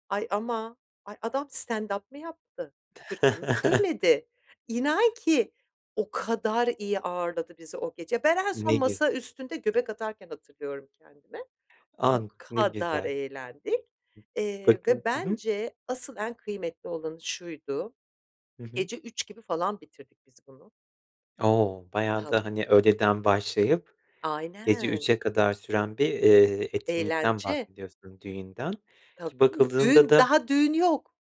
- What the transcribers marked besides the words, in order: chuckle; other background noise; tapping
- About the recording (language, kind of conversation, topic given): Turkish, advice, Samimi olmadığım sosyal etkinliklere arkadaş baskısıyla gitmek zorunda kalınca ne yapmalıyım?